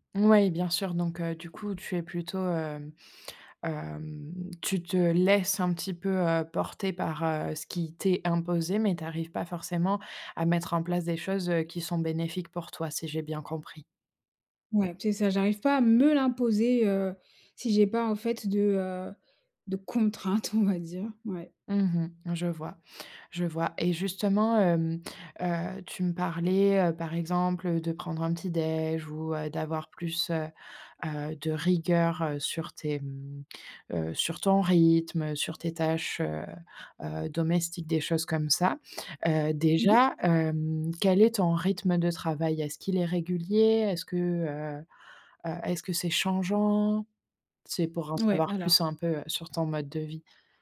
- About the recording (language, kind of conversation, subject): French, advice, Comment puis-je commencer une nouvelle habitude en avançant par de petites étapes gérables chaque jour ?
- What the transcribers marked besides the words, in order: stressed: "laisses"; stressed: "me"; laughing while speaking: "contraintes, on va dire"